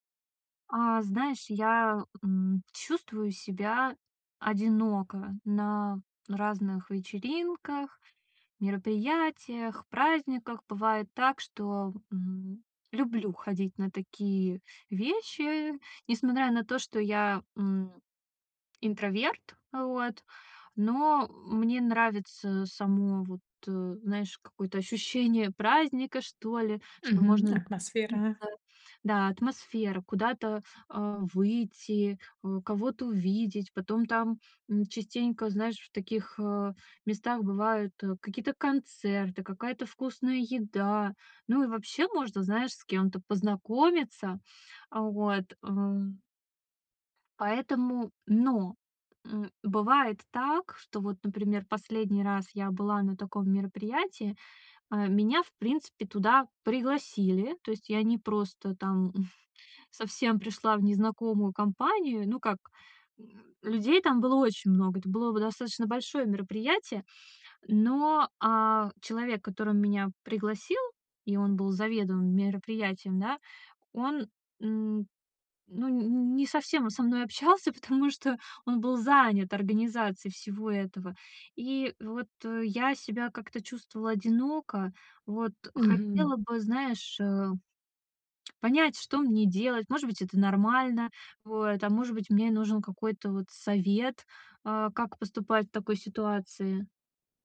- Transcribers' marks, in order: tapping; unintelligible speech; chuckle; laughing while speaking: "общался, потому что"
- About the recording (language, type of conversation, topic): Russian, advice, Почему я чувствую себя одиноко на вечеринках и праздниках?